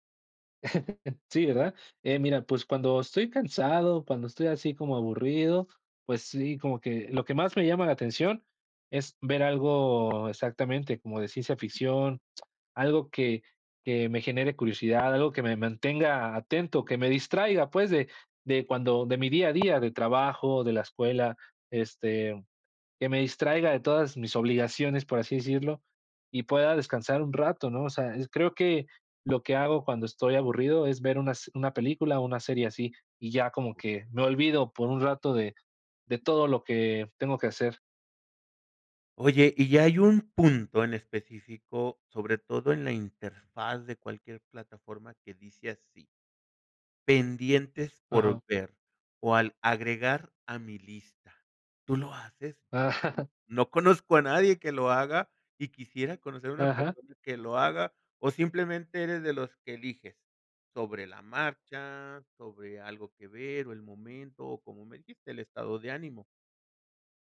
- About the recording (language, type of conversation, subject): Spanish, podcast, ¿Cómo eliges qué ver en plataformas de streaming?
- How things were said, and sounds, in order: chuckle; tapping; giggle